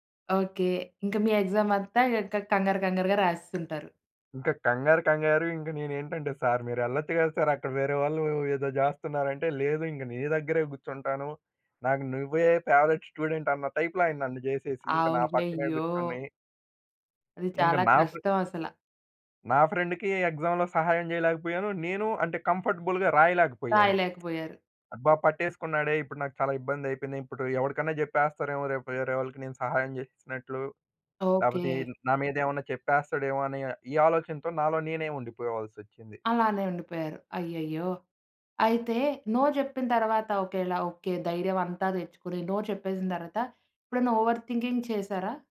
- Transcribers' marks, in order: in English: "ఎక్సామ్"; tapping; in English: "ఫేవరైట్ స్టూడెంట్"; in English: "టైప్‌లో"; in English: "ఫ్రెండ్‌కి ఎక్సామ్‌లో"; in English: "కంఫర్టబుల్‌గా"; lip smack; in English: "నో"; in English: "నో"; in English: "ఓవర్ థింకింగ్"
- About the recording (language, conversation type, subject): Telugu, podcast, ఇతరులకు “కాదు” అని చెప్పాల్సి వచ్చినప్పుడు మీకు ఎలా అనిపిస్తుంది?